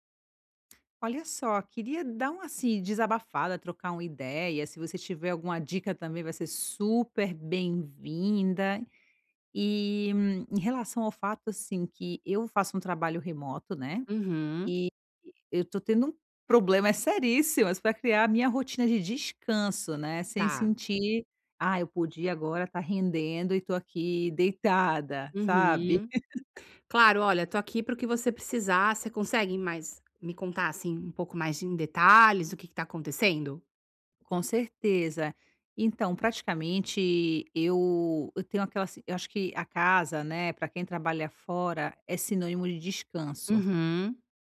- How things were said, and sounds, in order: tapping; laugh
- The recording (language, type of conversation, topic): Portuguese, advice, Como posso criar uma rotina diária de descanso sem sentir culpa?